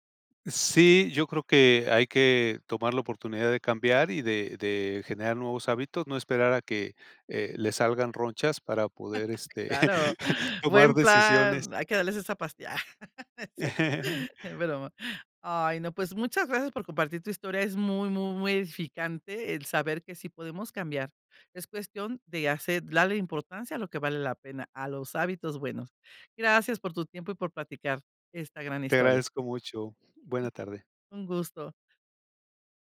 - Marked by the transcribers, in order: laugh; chuckle; laugh; other background noise
- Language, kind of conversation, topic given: Spanish, podcast, ¿Cómo decides qué hábito merece tu tiempo y esfuerzo?
- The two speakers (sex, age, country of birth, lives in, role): female, 55-59, Mexico, Mexico, host; male, 60-64, Mexico, Mexico, guest